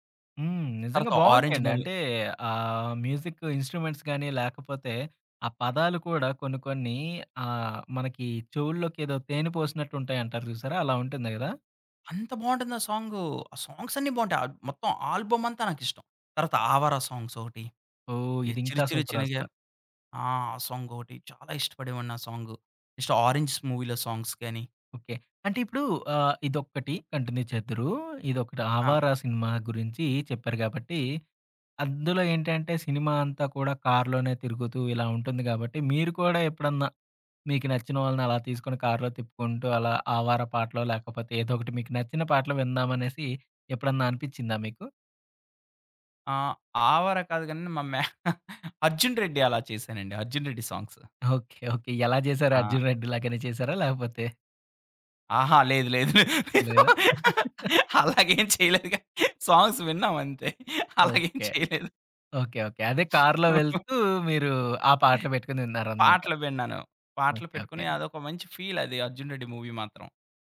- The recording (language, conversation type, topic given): Telugu, podcast, మీ జీవితాన్ని ప్రతినిధ్యం చేసే నాలుగు పాటలను ఎంచుకోవాలంటే, మీరు ఏ పాటలను ఎంచుకుంటారు?
- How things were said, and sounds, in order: in English: "మూవీ"; in English: "మ్యూజిక్ ఇన్‌స్ట్రుమెంట్స్"; in English: "సాంగ్స్"; in English: "ఆల్బమ్"; in English: "సాంగ్స్"; in English: "సూపర్"; in English: "నెక్స్ట్"; in English: "మూవీ‌లో సాంగ్స్"; in English: "కంటిన్యూ"; chuckle; in English: "సాంగ్స్"; laughing while speaking: "లేదు, లేదు. అలాగేం చేయలేదుగా సాంగ్స్ విన్నాం అంతే. అలాగేం చేయలేదు"; laugh; in English: "సాంగ్స్"; sniff; laugh; other background noise; in English: "ఫీల్"; in English: "మూవీ"